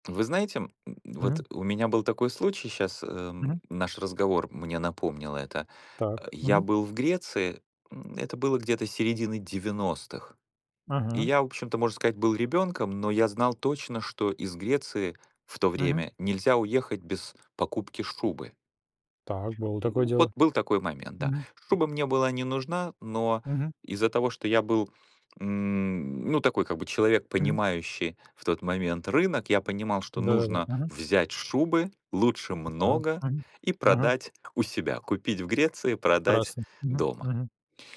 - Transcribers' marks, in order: none
- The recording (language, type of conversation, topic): Russian, unstructured, Как вы обычно договариваетесь о цене при покупке?